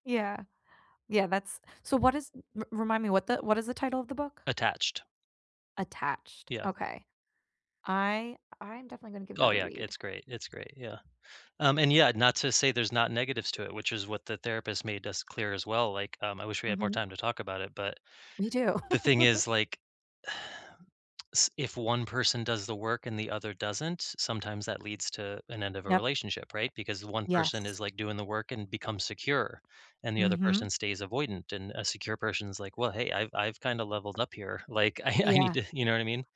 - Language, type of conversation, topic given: English, unstructured, What role does communication play in romance?
- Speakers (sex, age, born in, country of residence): female, 35-39, United States, United States; male, 35-39, United States, United States
- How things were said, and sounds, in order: laugh; sigh; tsk; tapping; other background noise; laughing while speaking: "I I need to"